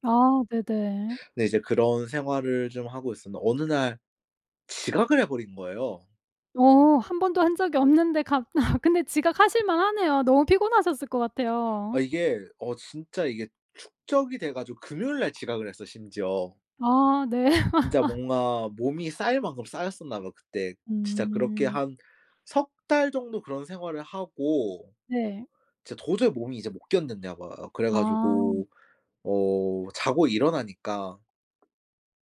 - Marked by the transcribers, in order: laugh; laugh; tapping
- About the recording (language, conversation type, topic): Korean, podcast, 작은 습관이 삶을 바꾼 적이 있나요?